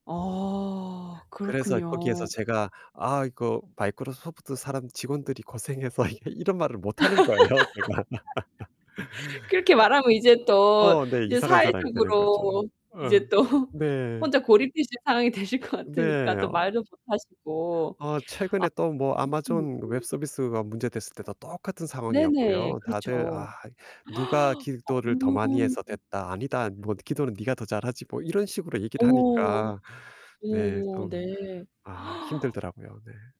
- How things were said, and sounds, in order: static; other background noise; laughing while speaking: "고생해서 이"; laugh; laughing while speaking: "거예요"; distorted speech; laugh; laughing while speaking: "또"; laughing while speaking: "되실 것"; unintelligible speech; gasp; gasp; tapping
- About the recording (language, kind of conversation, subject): Korean, advice, 친구들 사이에서 다른 취향을 숨기게 되는 이유와 상황은 무엇인가요?